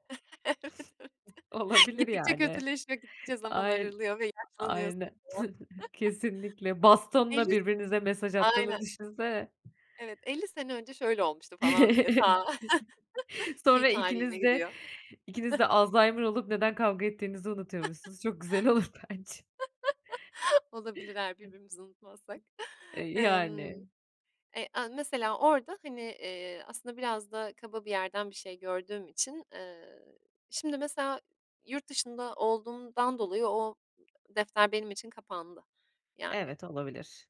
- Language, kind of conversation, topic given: Turkish, podcast, Sence affetmekle unutmak arasındaki fark nedir?
- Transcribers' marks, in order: laughing while speaking: "Evet evet"; giggle; unintelligible speech; chuckle; chuckle; drawn out: "ta"; chuckle; chuckle; laughing while speaking: "olur bence"; laugh